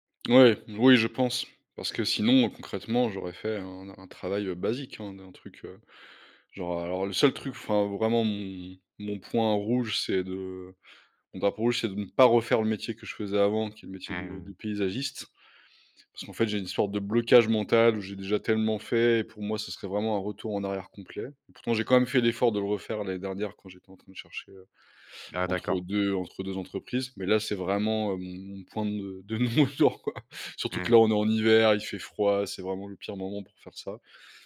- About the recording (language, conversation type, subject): French, advice, Comment as-tu vécu la perte de ton emploi et comment cherches-tu une nouvelle direction professionnelle ?
- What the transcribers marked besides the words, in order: laughing while speaking: "non retour quoi"